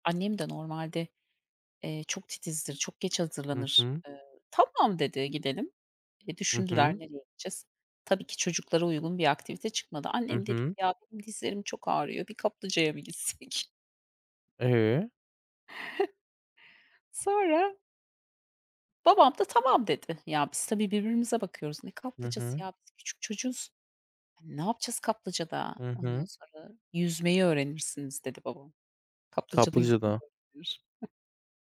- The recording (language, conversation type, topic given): Turkish, unstructured, Aile üyelerinizle geçirdiğiniz en unutulmaz anı nedir?
- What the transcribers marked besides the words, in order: other background noise; chuckle